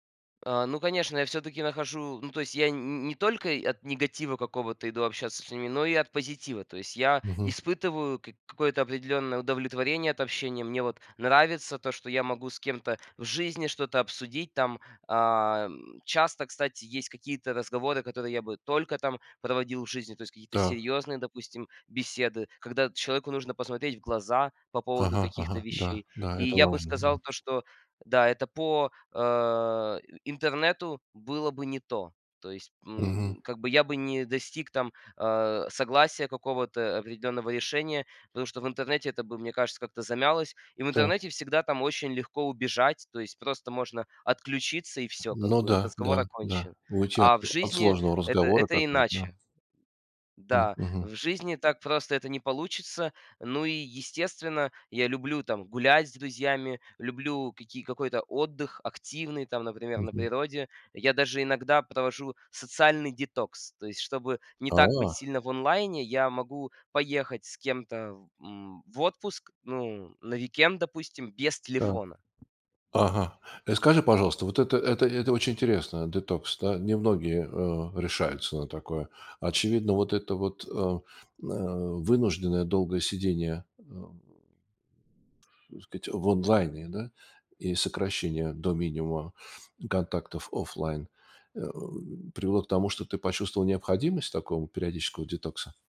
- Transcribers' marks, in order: tapping; other background noise
- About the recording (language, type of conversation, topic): Russian, podcast, Как вы находите баланс между онлайн‑дружбой и реальной жизнью?